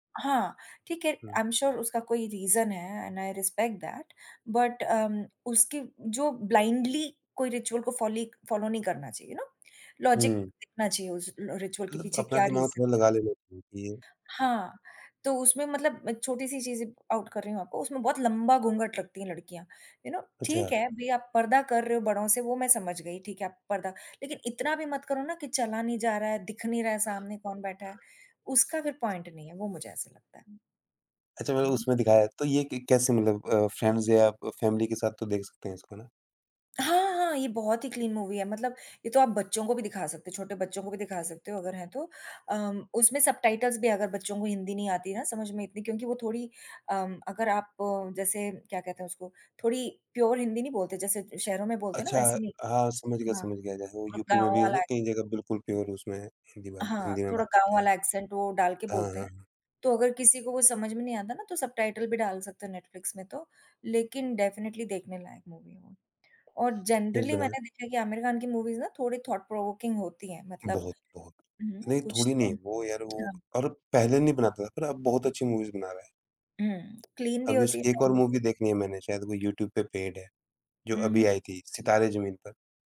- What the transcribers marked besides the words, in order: in English: "आई एम श्योर"; in English: "रीज़न"; in English: "एंड आई रिस्पेक्ट दैट, बट"; in English: "ब्लाइंडली"; in English: "रिचुअल"; in English: "फॉलो"; in English: "यू नो? लॉजिक"; in English: "रिचुअल"; in English: "रीज़न"; unintelligible speech; in English: "आउट"; in English: "यू नो"; other background noise; in English: "पॉइंट"; in English: "फ्रेंड्स"; in English: "फैमिली"; in English: "क्लीन"; in English: "सबटाइटल्स"; in English: "प्योर"; in English: "प्योर"; in English: "एक्सेंट"; in English: "सबटाइटल"; in English: "डेफिनिटली"; unintelligible speech; in English: "जेनरली"; in English: "मूवीज़"; in English: "थॉट प्रोवोकिंग"; in English: "मूवीज़"; tapping; in English: "क्लीन"; in English: "फैमिली"; in English: "पेड"
- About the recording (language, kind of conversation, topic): Hindi, unstructured, आपने आखिरी बार कौन-सी फ़िल्म देखकर खुशी महसूस की थी?